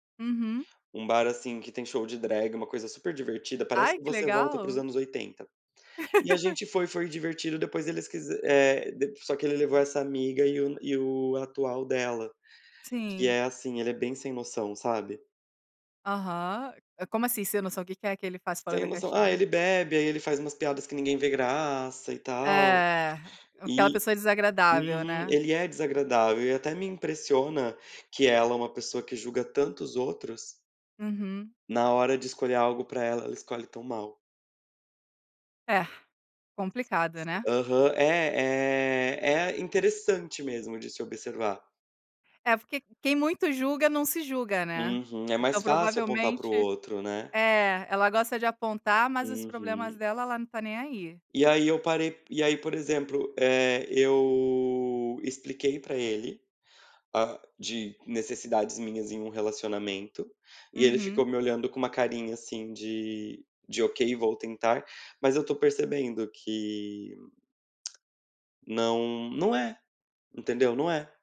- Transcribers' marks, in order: chuckle; tongue click
- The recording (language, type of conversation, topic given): Portuguese, advice, Como você se sente em relação ao medo de iniciar um relacionamento por temor de rejeição?